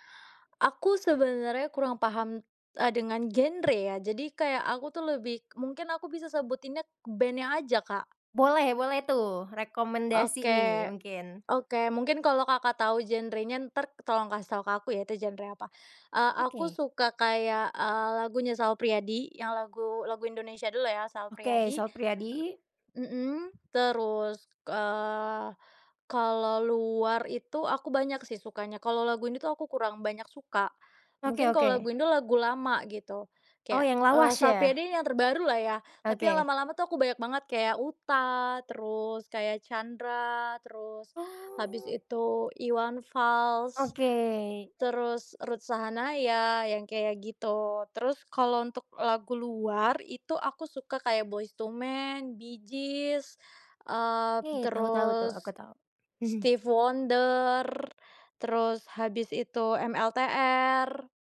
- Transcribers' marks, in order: tapping; other noise; other background noise
- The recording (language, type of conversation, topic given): Indonesian, podcast, Bagaimana musik memengaruhi suasana hati atau produktivitasmu sehari-hari?